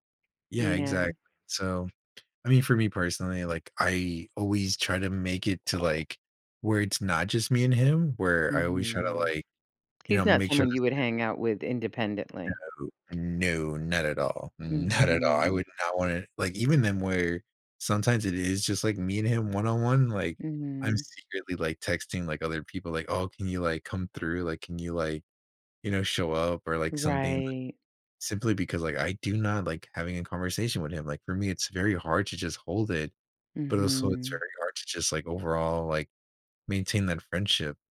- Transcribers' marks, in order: tapping; unintelligible speech; laughing while speaking: "Not"
- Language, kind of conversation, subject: English, advice, How can I apologize sincerely?